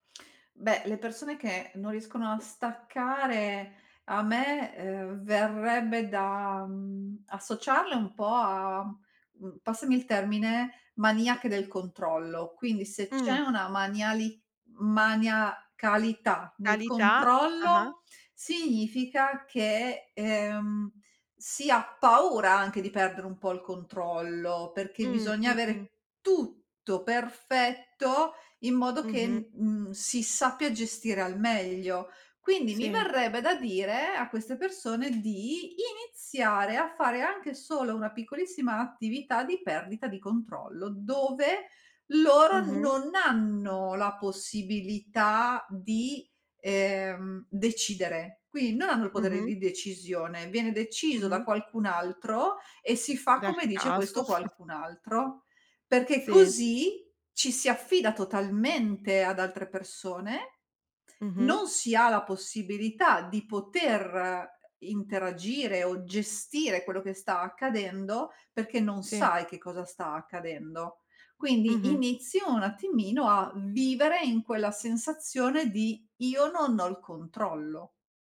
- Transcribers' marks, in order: stressed: "tutto"; other background noise; chuckle
- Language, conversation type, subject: Italian, podcast, Come fai a staccare dagli schermi la sera?